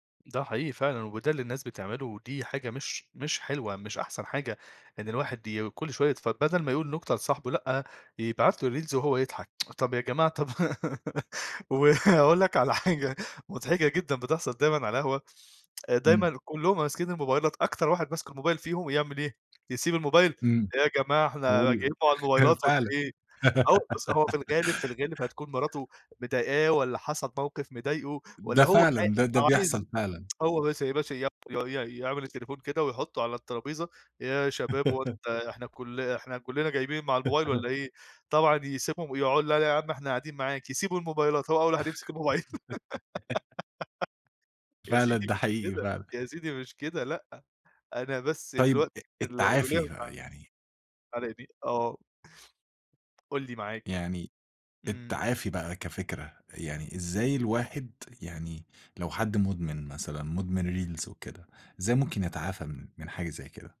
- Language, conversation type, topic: Arabic, podcast, إزاي السوشيال ميديا بتأثر على مزاجك اليومي؟
- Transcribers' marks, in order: in English: "الريلز"; tsk; laugh; tapping; giggle; unintelligible speech; laugh; laugh; laugh; giggle; in English: "ريلز"